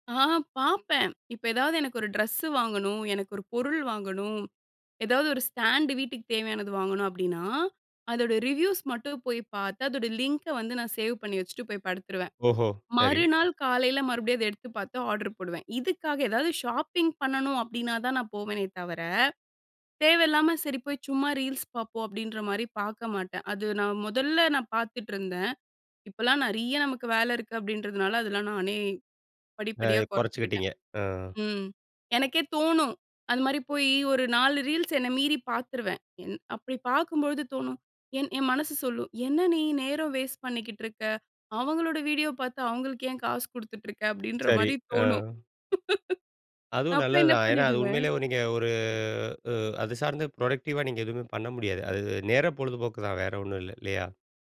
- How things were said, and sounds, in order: drawn out: "ஆ"; in English: "ரிவ்யூஸ்"; in English: "லிங்க"; in English: "சேவ்"; in English: "ஆர்டர்"; in English: "ஷாப்பிங்"; in English: "ரீல்ஸ்"; drawn out: "அ"; in English: "ரீல்ஸ்"; drawn out: "அ"; laughing while speaking: "அப்டின்ற மாரி தோணும்"; chuckle; drawn out: "ஒரு"; in English: "ப்ரொடெக்டிவா"
- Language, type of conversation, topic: Tamil, podcast, ஒரு நல்ல தூக்கத்துக்கு நீங்கள் என்ன வழிமுறைகள் பின்பற்றுகிறீர்கள்?